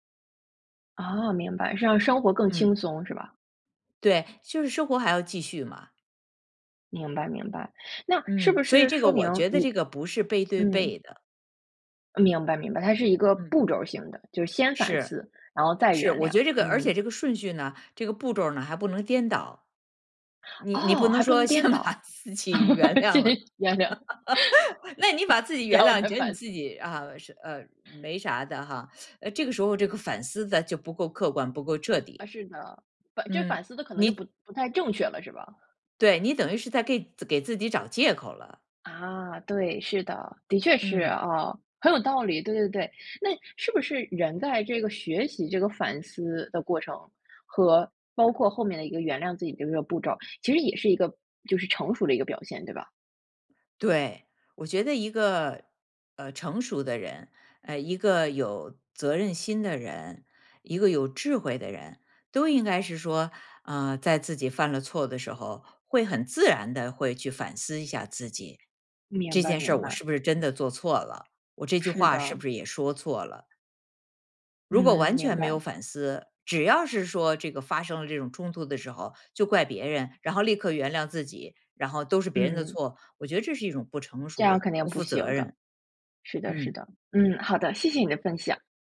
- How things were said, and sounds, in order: laughing while speaking: "先把自己原谅了，那你把自己原谅"; laughing while speaking: "先原谅，然后再反思"; joyful: "你觉得你自己"; other background noise; inhale; teeth sucking; trusting: "啊，对，是的。的确是哦"; stressed: "自然地"; joyful: "谢谢你的分享"
- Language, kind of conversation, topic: Chinese, podcast, 什么时候该反思，什么时候该原谅自己？